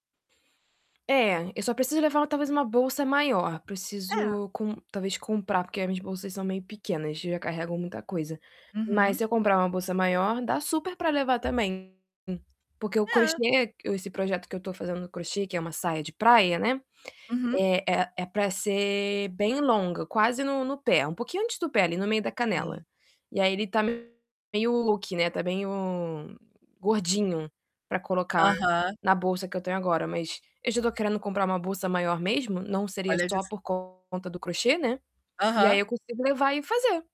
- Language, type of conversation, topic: Portuguese, advice, Como posso equilibrar meu trabalho com o tempo dedicado a hobbies criativos?
- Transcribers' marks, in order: static; distorted speech; tapping; unintelligible speech; other background noise